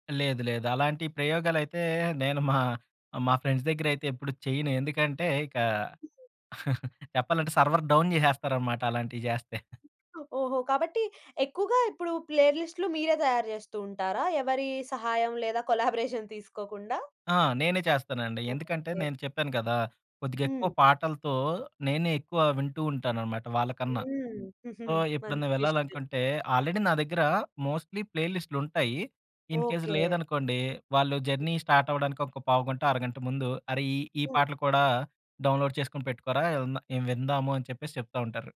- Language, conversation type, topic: Telugu, podcast, రోడ్ ట్రిప్ కోసం పాటల జాబితాను ఎలా సిద్ధం చేస్తారు?
- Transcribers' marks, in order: in English: "ఫ్రెండ్స్"; giggle; other noise; in English: "సర్వర్ డౌన్"; giggle; in English: "ప్లే"; giggle; in English: "కొలాబరేషన్"; in English: "సో"; chuckle; in English: "ఆల్రెడీ"; in English: "మోస్ట్‌లీ ప్లే"; in English: "ఇన్‌కేస్"; in English: "జర్నీ స్టార్ట్"; in English: "డౌన్‌లోడ్"